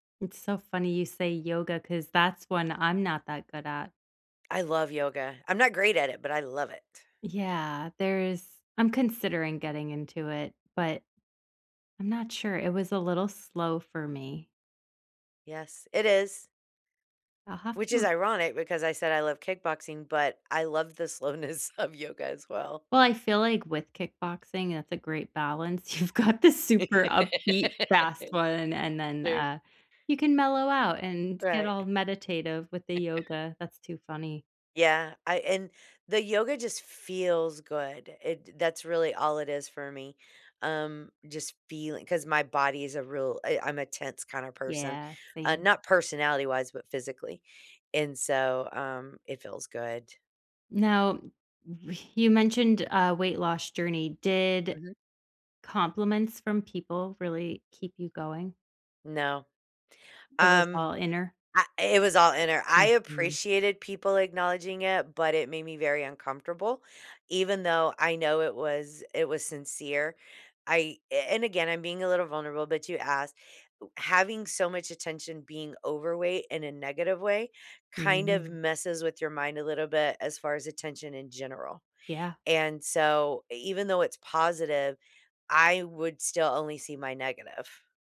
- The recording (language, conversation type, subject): English, unstructured, How do you measure progress in hobbies that don't have obvious milestones?
- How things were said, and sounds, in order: laughing while speaking: "slowness"; laughing while speaking: "You've"; chuckle; chuckle; exhale; tapping